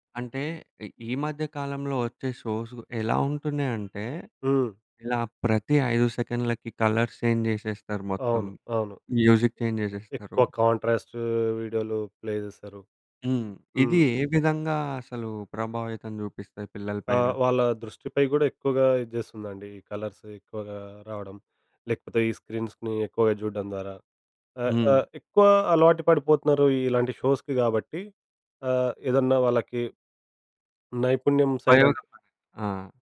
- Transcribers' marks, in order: in English: "షోస్"; horn; in English: "కలర్స్ చేంజ్"; in English: "మ్యూజిక్ చేంజ్"; other background noise; in English: "ప్లే"; in English: "కలర్స్"; in English: "స్క్రీన్స్‌ని"; in English: "షోస్‌కి"; in English: "సైడ్"
- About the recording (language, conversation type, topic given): Telugu, podcast, చిన్నప్పుడు మీరు చూసిన కార్టూన్లు మీ ఆలోచనలను ఎలా మార్చాయి?